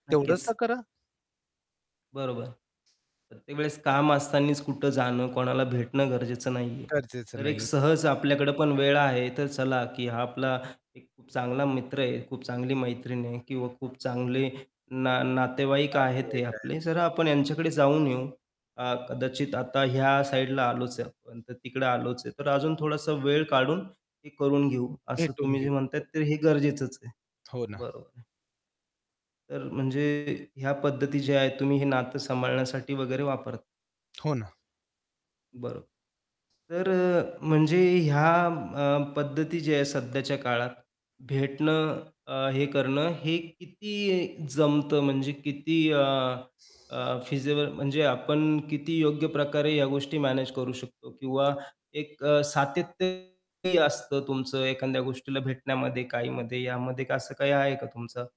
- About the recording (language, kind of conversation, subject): Marathi, podcast, आपले लोक सापडल्यानंतर नातं टिकवण्यासाठी आपण कोणती काळजी घ्यावी?
- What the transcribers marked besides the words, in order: static; tapping; distorted speech; in English: "फिजिबल"; other background noise